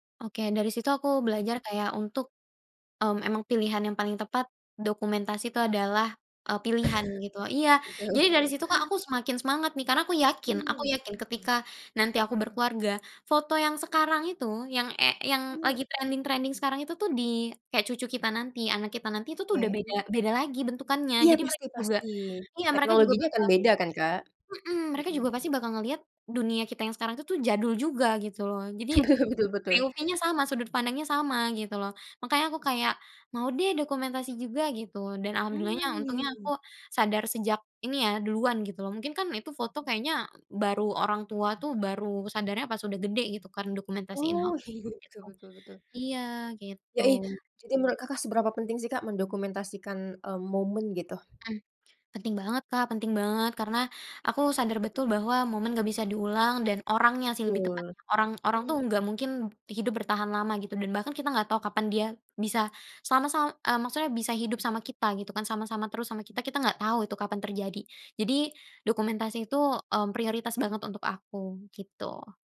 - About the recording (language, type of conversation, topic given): Indonesian, podcast, Benda peninggalan keluarga apa yang paling berarti buatmu, dan kenapa?
- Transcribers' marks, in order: other background noise; tapping; laughing while speaking: "Betul betul betul"; in English: "pe-o-pe-nya"; "POV-nya" said as "pe-o-pe-nya"